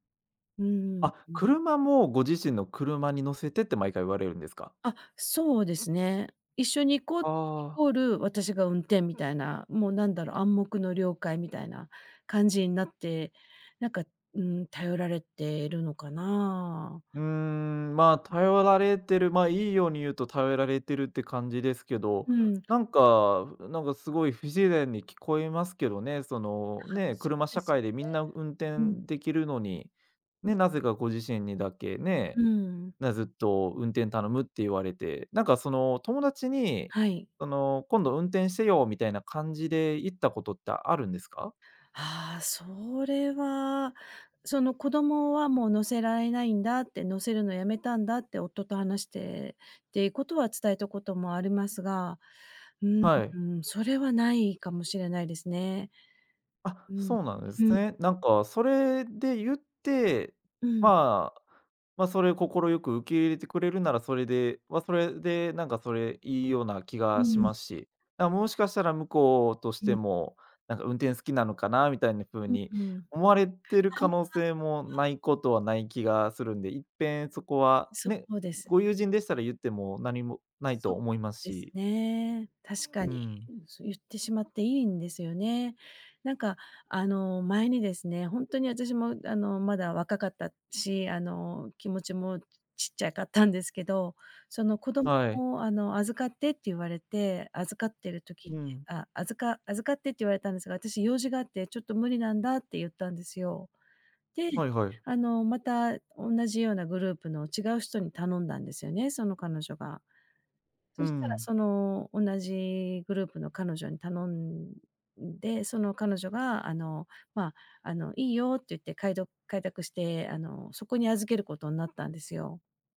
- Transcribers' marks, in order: in English: "イコール"; other background noise
- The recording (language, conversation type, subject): Japanese, advice, 友達から過度に頼られて疲れているとき、どうすれば上手に距離を取れますか？